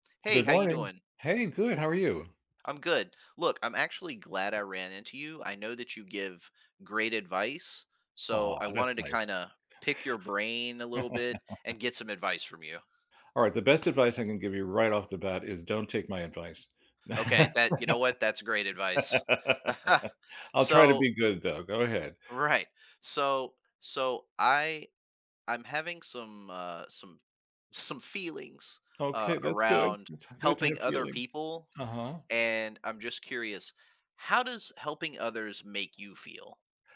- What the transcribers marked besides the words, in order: other background noise; chuckle; laugh; chuckle; tapping; laughing while speaking: "Right"
- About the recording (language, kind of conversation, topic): English, unstructured, Why do you think helping others can be so rewarding?